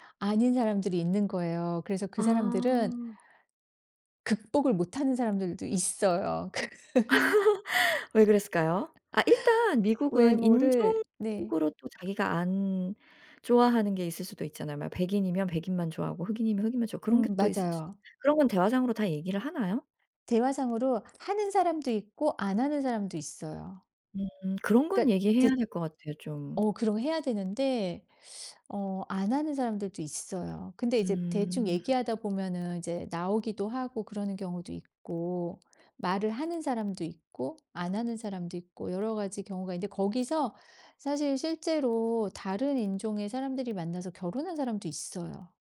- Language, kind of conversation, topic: Korean, podcast, 첫인상을 좋게 만들려면 어떤 점이 가장 중요하다고 생각하나요?
- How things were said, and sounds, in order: laugh; laugh